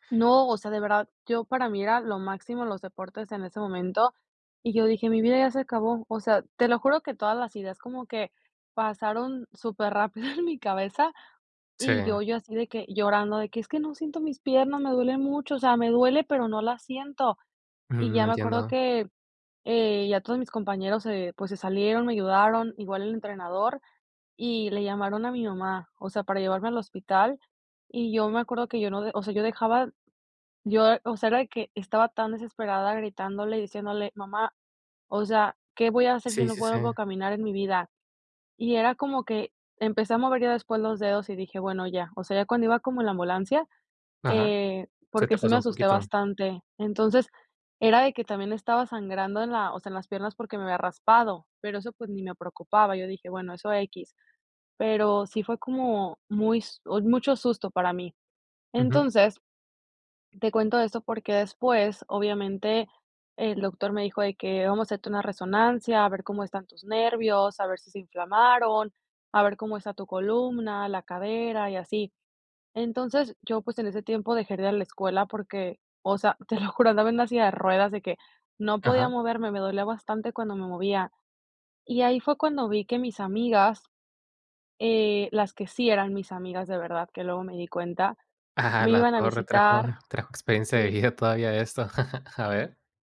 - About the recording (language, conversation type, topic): Spanish, podcast, ¿Cómo afecta a tus relaciones un cambio personal profundo?
- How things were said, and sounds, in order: laughing while speaking: "rápido"; other background noise; laughing while speaking: "Ah, la torre trajo trajo experiencia de vida todavía esto. A ver"